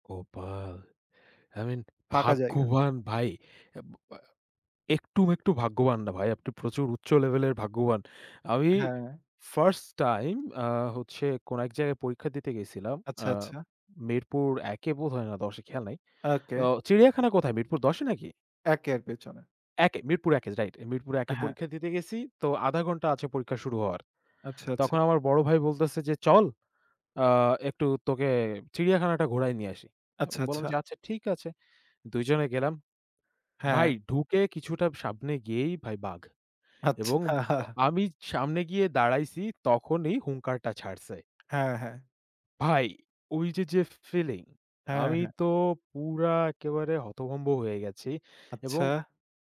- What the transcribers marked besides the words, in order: laughing while speaking: "আচ্ছা"; tapping
- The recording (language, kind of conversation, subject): Bengali, unstructured, ভ্রমণ করার সময় তোমার সবচেয়ে ভালো স্মৃতি কোনটি ছিল?